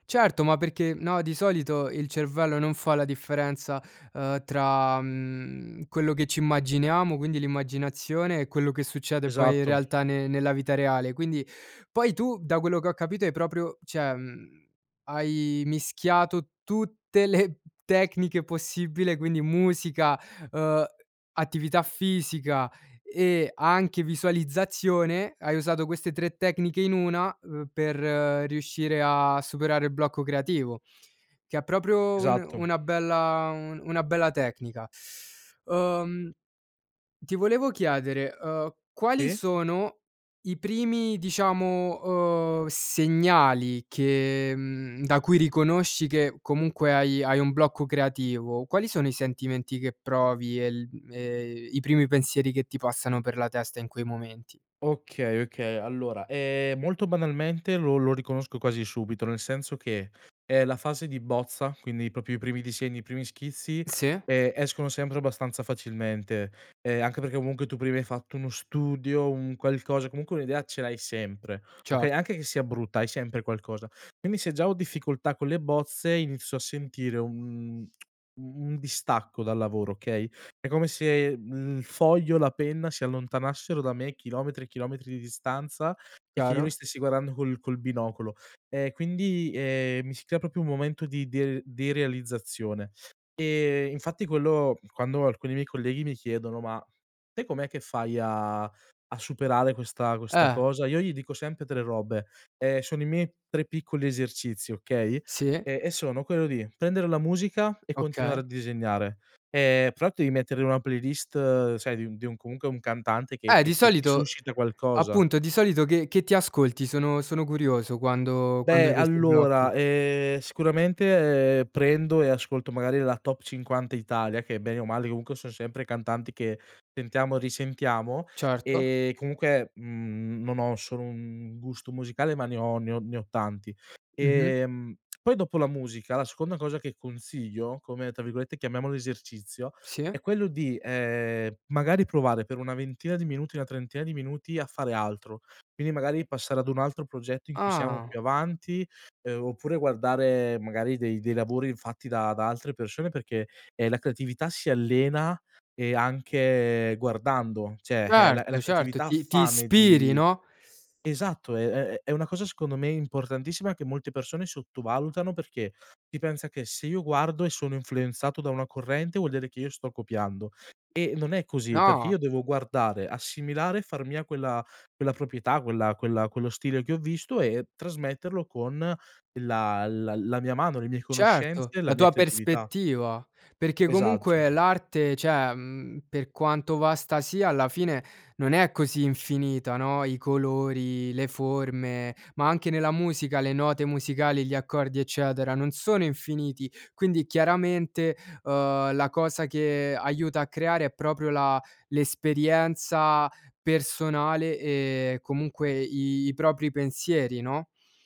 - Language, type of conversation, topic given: Italian, podcast, Come superi il blocco creativo quando ti fermi, sai?
- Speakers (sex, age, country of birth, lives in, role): male, 20-24, Italy, Italy, guest; male, 20-24, Romania, Romania, host
- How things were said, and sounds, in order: "cioè" said as "ceh"; "proprio" said as "propi"; "comunque" said as "omunche"; tsk; "proprio" said as "propio"; tsk; "cioè" said as "ceh"; other background noise; "prospettiva" said as "perspettiva"; "Esatto" said as "esaggio"; "cioè" said as "ceh"